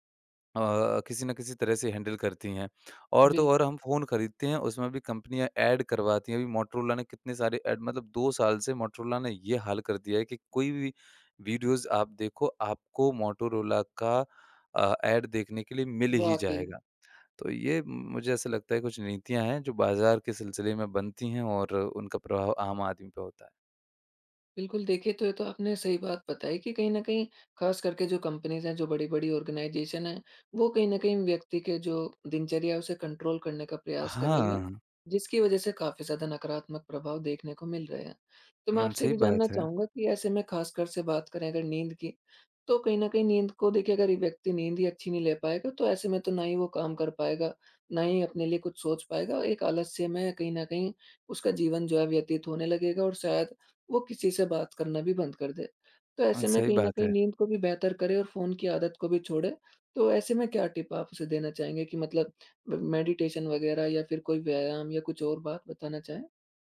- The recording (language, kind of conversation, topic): Hindi, podcast, रात में फोन इस्तेमाल करने से आपकी नींद और मूड पर क्या असर पड़ता है?
- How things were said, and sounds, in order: in English: "हैंडल"; in English: "ऐड"; in English: "ऐड"; in English: "वीडियोज़"; in English: "ऐड"; tapping; in English: "कंपनीज़"; in English: "ऑर्गनाइज़ेशन"; in English: "कंट्रोल"; in English: "टिप"; in English: "म मेडिटेशन"